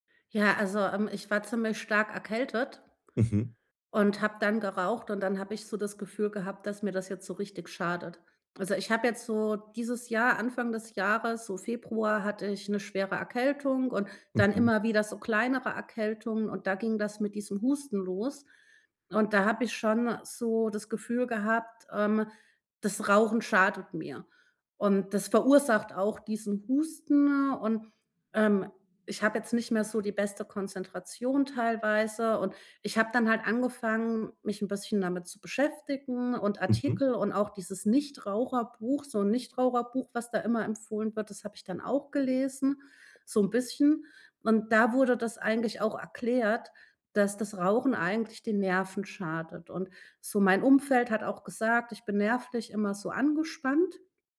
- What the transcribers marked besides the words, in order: other background noise
- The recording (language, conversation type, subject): German, advice, Wie kann ich mit starken Gelüsten umgehen, wenn ich gestresst bin?